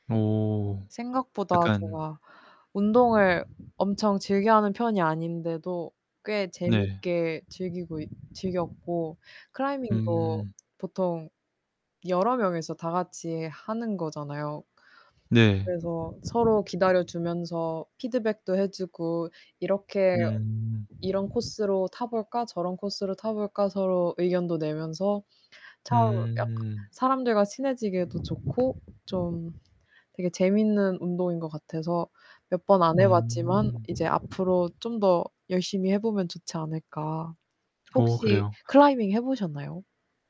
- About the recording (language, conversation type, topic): Korean, unstructured, 취미가 당신의 삶에 어떤 영향을 미쳤나요?
- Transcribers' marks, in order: drawn out: "어"; distorted speech; other background noise; drawn out: "음"; drawn out: "음"; drawn out: "음"